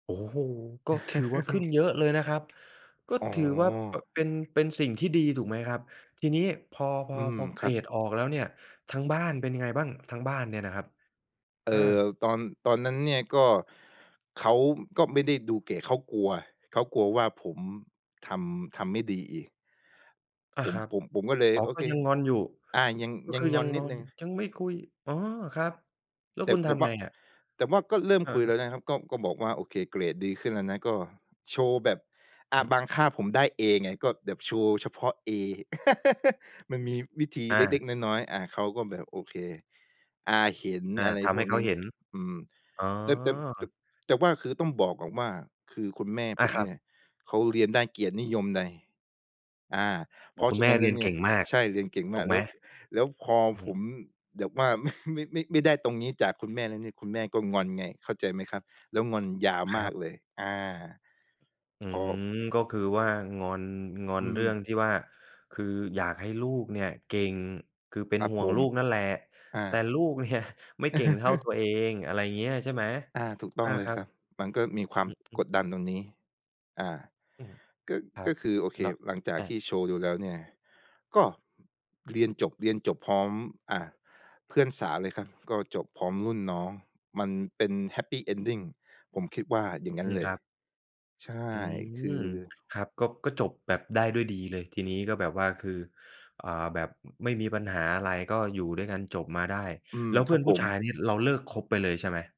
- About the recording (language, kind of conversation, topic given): Thai, podcast, เวลาล้มเหลว คุณมีวิธีลุกขึ้นมาสู้ต่ออย่างไร?
- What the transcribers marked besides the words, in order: chuckle; tapping; other background noise; chuckle; laughing while speaking: "ไม่"; laughing while speaking: "เนี่ย"; chuckle